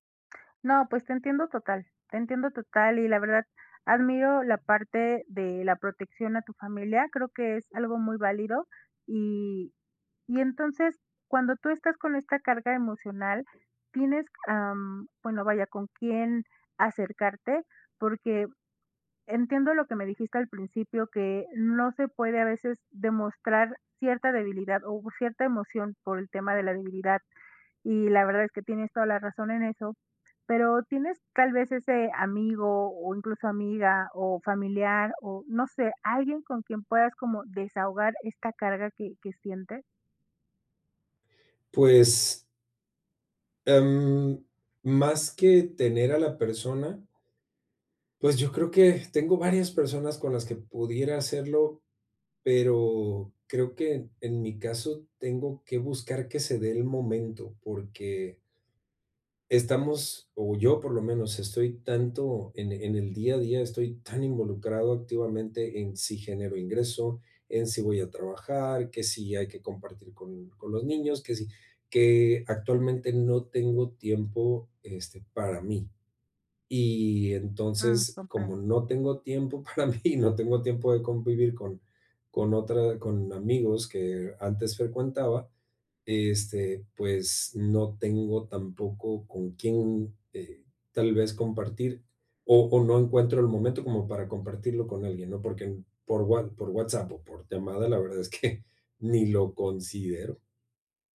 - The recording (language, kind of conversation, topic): Spanish, advice, ¿Cómo puedo pedir apoyo emocional sin sentirme débil?
- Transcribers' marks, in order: tapping; other background noise; laughing while speaking: "para mí"